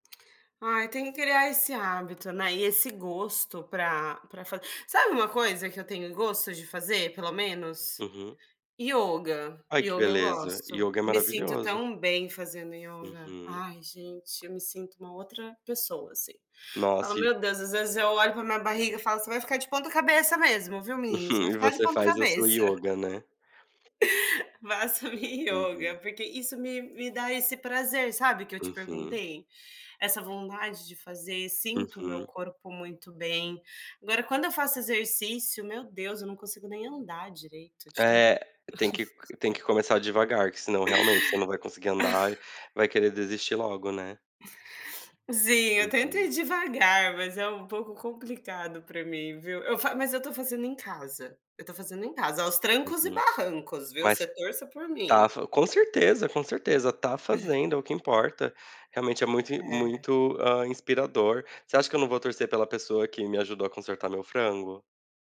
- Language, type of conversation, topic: Portuguese, unstructured, Quais hábitos ajudam a manter a motivação para fazer exercícios?
- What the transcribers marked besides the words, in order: giggle; giggle; chuckle